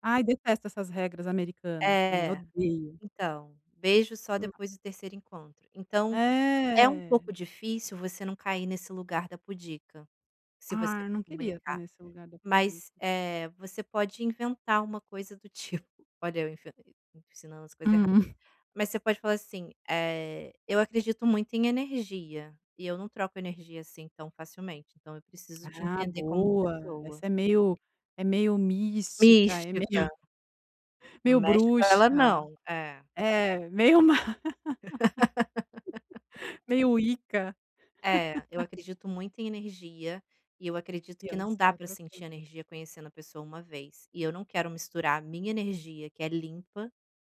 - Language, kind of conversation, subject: Portuguese, advice, Como posso estabelecer limites e proteger meu coração ao começar a namorar de novo?
- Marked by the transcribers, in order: chuckle; tapping; chuckle; laugh; laughing while speaking: "má"; laugh